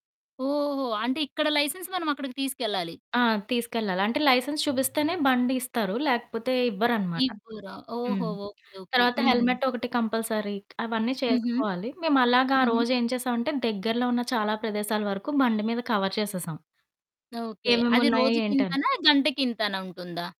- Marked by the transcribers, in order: in English: "లైసెన్స్"; static; in English: "లైసెన్స్"; in English: "హెల్మెట్"; in English: "కంపల్సరీ"; horn; in English: "కవర్"; other background noise
- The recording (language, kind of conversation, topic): Telugu, podcast, మీ స్నేహితులతో కలిసి చేసిన ఒక మంచి ప్రయాణం గురించి చెప్పగలరా?